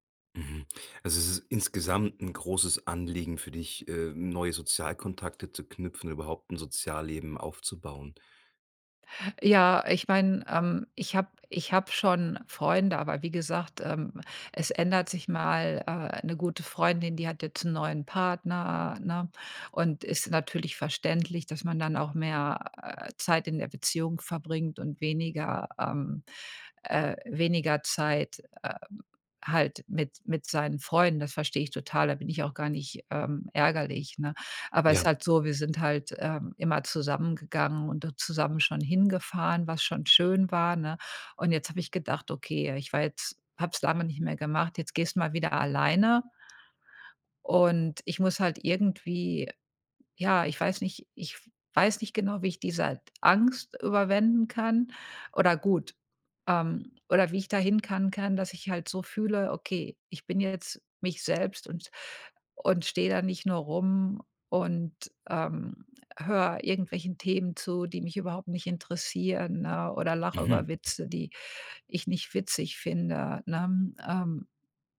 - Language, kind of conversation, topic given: German, advice, Wie fühlt es sich für dich an, dich in sozialen Situationen zu verstellen?
- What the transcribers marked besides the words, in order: unintelligible speech